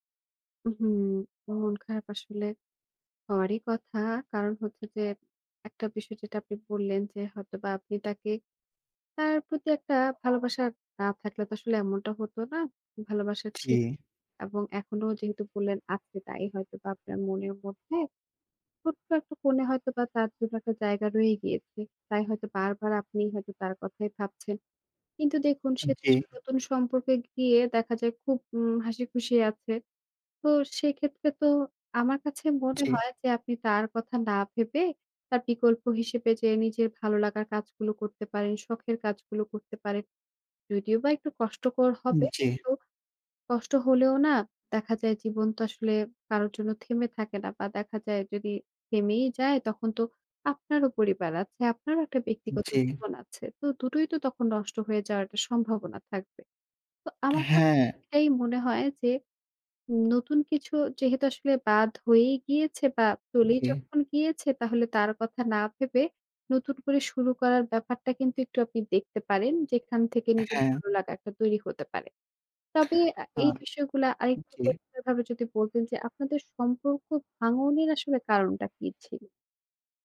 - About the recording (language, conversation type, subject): Bengali, advice, আপনার প্রাক্তন সঙ্গী নতুন সম্পর্কে জড়িয়েছে জেনে আপনার ভেতরে কী ধরনের ঈর্ষা ও ব্যথা তৈরি হয়?
- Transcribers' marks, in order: other background noise; tapping